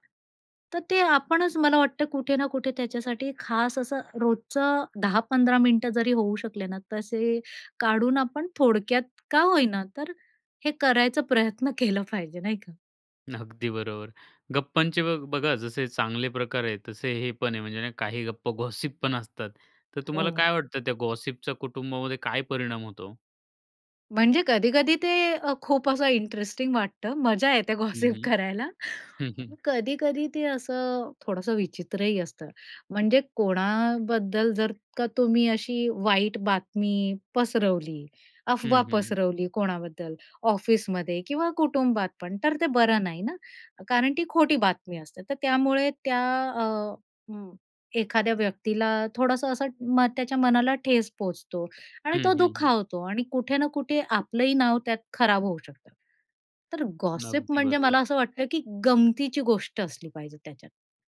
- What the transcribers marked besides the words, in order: tapping; laughing while speaking: "प्रयत्न केला पाहिजे"; stressed: "गॉसिपपण"; other background noise; laughing while speaking: "गॉसिप"
- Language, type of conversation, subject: Marathi, podcast, तुमच्या घरात किस्से आणि गप्पा साधारणपणे केव्हा रंगतात?